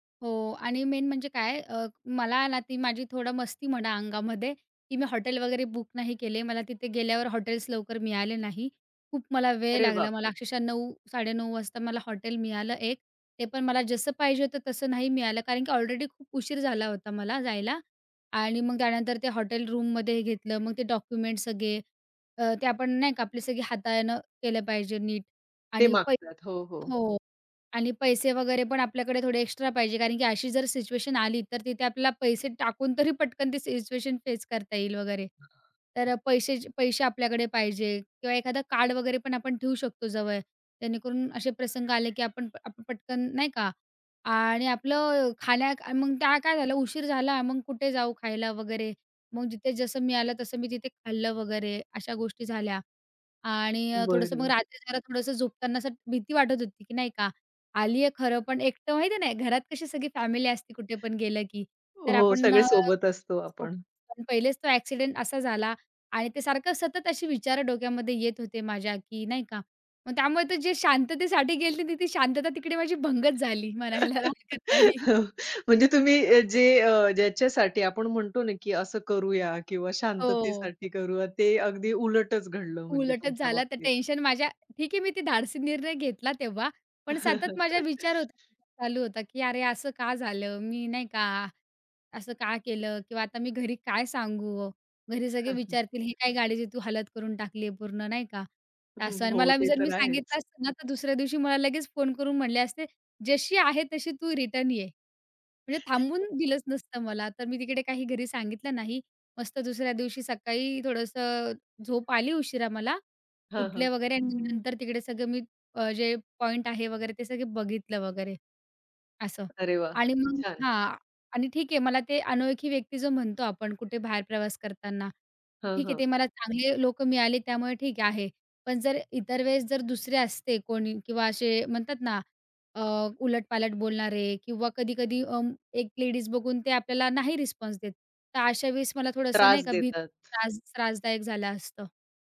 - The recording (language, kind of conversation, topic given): Marathi, podcast, एकट्याने प्रवास करताना तुम्हाला स्वतःबद्दल काय नवीन कळले?
- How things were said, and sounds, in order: in English: "मेन"; in English: "ऑलरेडी"; in English: "डॉक्युमेंट्स"; in English: "सिच्युएशन"; tapping; other background noise; in English: "सिच्युएशन फेस"; in English: "फॅमिली"; unintelligible speech; laughing while speaking: "त्यामुळे ते जे शांततेसाठी गेली … म्हणायला हरकत नाही"; laughing while speaking: "म्हणजे तुम्ही जे"; unintelligible speech; laughing while speaking: "ठीक आहे मी ते धाडसी निर्णय घेतला तेव्हा"; laugh; chuckle; unintelligible speech; in English: "रिस्पॉन्स"